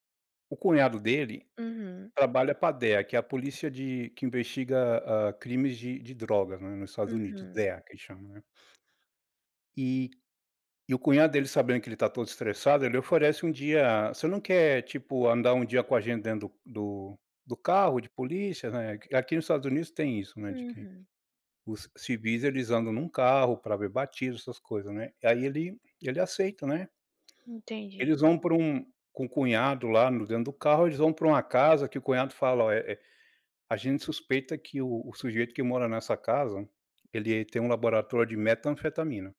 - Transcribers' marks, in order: tapping
- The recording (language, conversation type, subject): Portuguese, podcast, Que série você recomendaria para todo mundo?